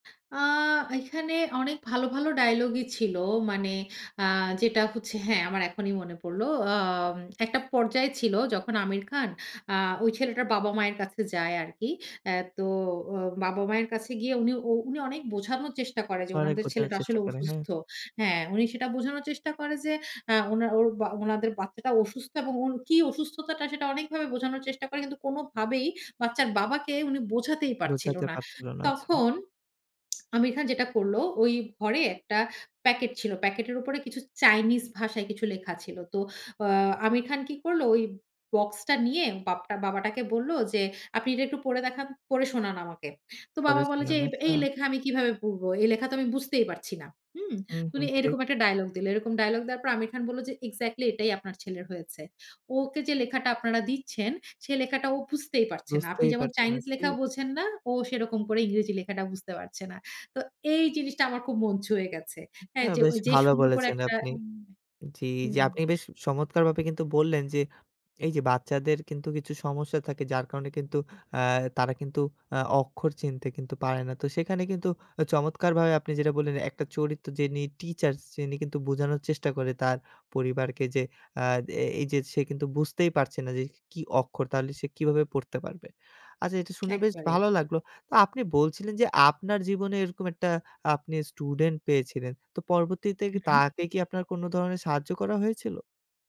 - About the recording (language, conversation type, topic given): Bengali, podcast, একটা সিনেমা কেন তোমার প্রিয়, বলো তো?
- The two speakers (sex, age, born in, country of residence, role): female, 35-39, Bangladesh, Finland, guest; male, 25-29, Bangladesh, Bangladesh, host
- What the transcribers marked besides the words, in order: other background noise; lip smack